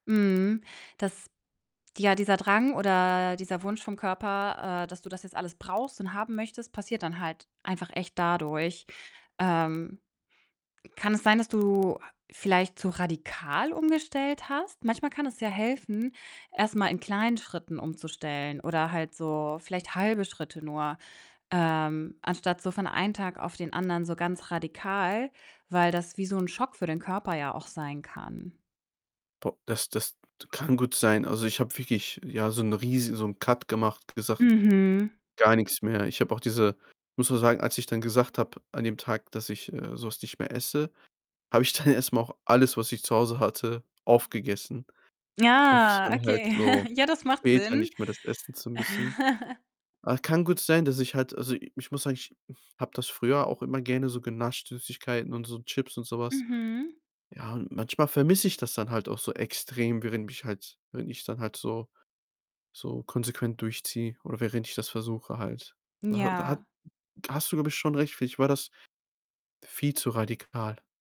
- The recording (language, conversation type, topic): German, advice, Wie fühlst du dich nach einem „Cheat-Day“ oder wenn du eine Extraportion gegessen hast?
- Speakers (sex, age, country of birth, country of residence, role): female, 30-34, Germany, Germany, advisor; male, 25-29, Germany, Germany, user
- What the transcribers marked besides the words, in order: distorted speech; in English: "Cut"; laughing while speaking: "erst"; drawn out: "Ja"; chuckle; chuckle